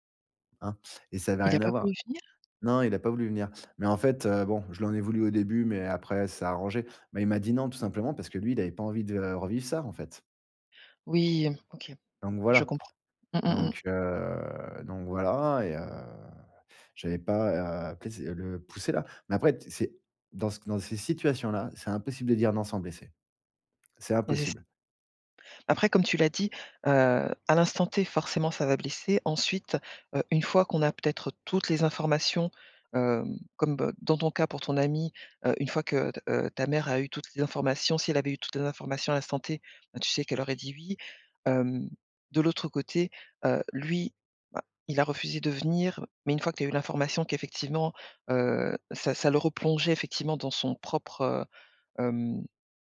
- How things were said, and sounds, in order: other background noise; unintelligible speech
- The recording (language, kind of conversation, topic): French, podcast, Comment dire non à un ami sans le blesser ?